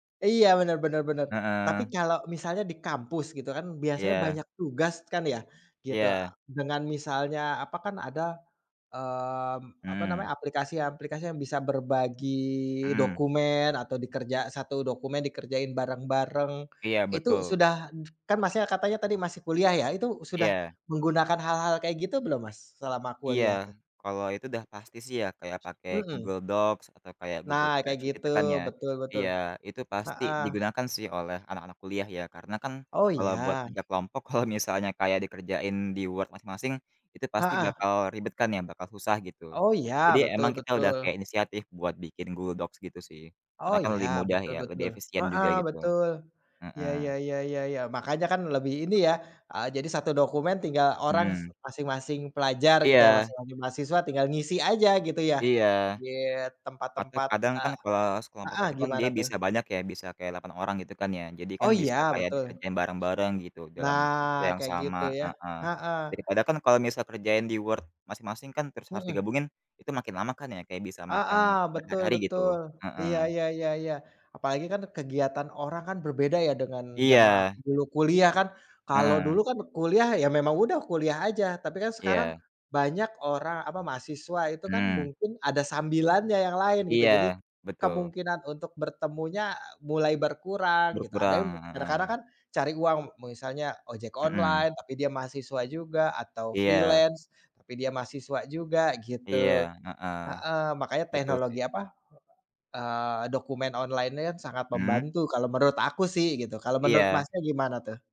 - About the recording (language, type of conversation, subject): Indonesian, unstructured, Bagaimana teknologi dapat membuat belajar menjadi pengalaman yang menyenangkan?
- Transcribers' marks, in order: other background noise; in English: "freelance"